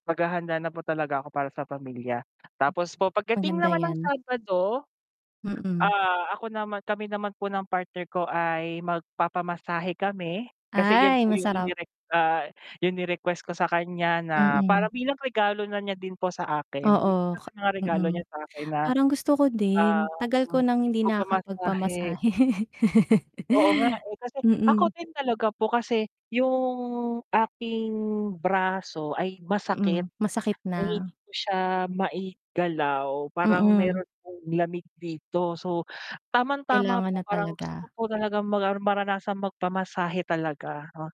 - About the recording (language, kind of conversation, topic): Filipino, unstructured, Paano mo pinaplano na masulit ang isang bakasyon sa katapusan ng linggo?
- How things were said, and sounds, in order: static; other background noise; tapping; distorted speech; laugh